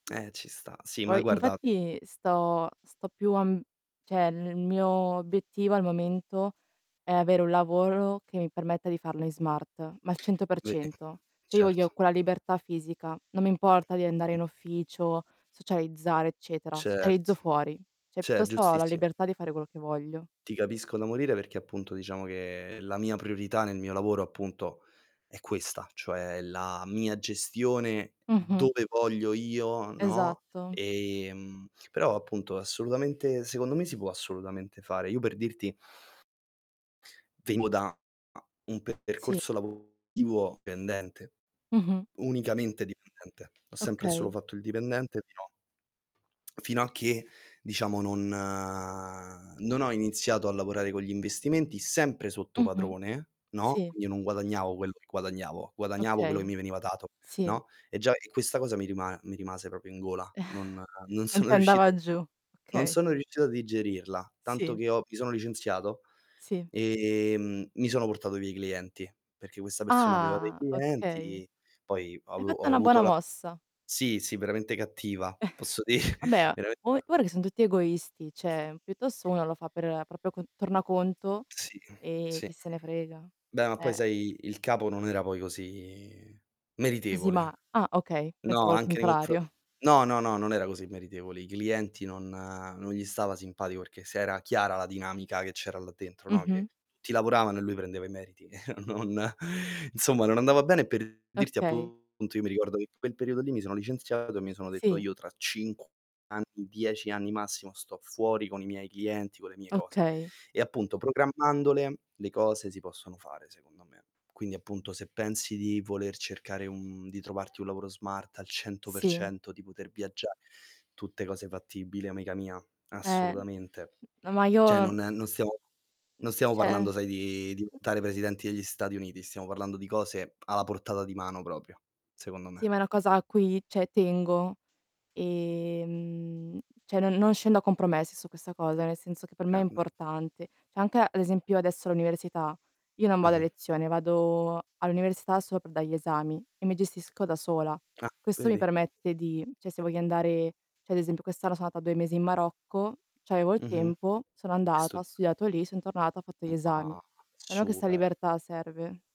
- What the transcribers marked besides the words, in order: tongue click; "cioè" said as "ceh"; "Cioè" said as "ceh"; static; tapping; distorted speech; "Cioè" said as "ceh"; mechanical hum; drawn out: "ehm"; tsk; drawn out: "non"; chuckle; drawn out: "ehm"; drawn out: "Ah"; chuckle; laughing while speaking: "posso dire"; "cioè" said as "ceh"; "cioè" said as "ceh"; drawn out: "così"; chuckle; drawn out: "Eh"; "Cioè" said as "ceh"; "cioè" said as "ceh"; "cioè" said as "ceh"; drawn out: "ehm"; "cioè" said as "ceh"; "Cioè" said as "ceh"; "cioè" said as "ceh"; "cioè" said as "ceh"; unintelligible speech; drawn out: "Ah"
- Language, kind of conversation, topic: Italian, unstructured, Quali sogni speri di realizzare entro cinque anni?
- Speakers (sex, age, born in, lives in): female, 20-24, Italy, Italy; male, 25-29, Italy, Italy